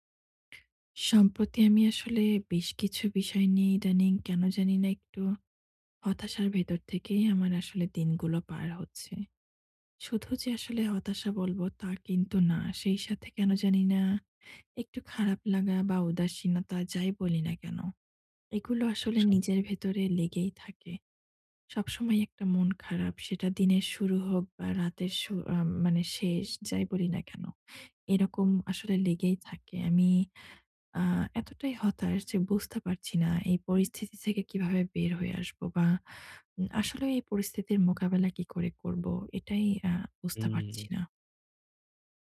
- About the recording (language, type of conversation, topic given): Bengali, advice, ভয় বা উদ্বেগ অনুভব করলে আমি কীভাবে নিজেকে বিচার না করে সেই অনুভূতিকে মেনে নিতে পারি?
- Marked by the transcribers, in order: other background noise